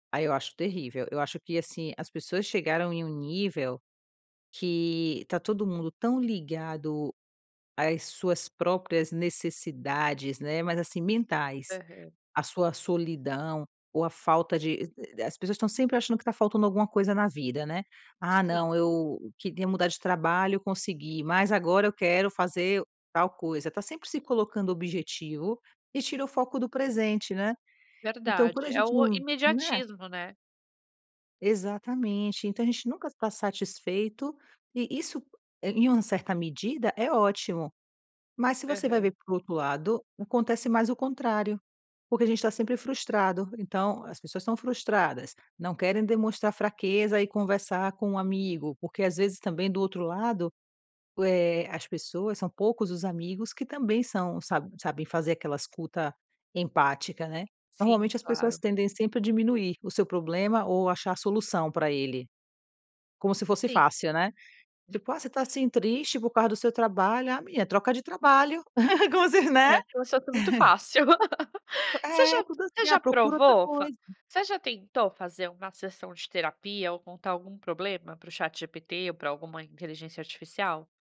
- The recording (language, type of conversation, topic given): Portuguese, podcast, O que te assusta e te atrai em inteligência artificial?
- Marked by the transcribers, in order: tapping; laughing while speaking: "como se, né"; laugh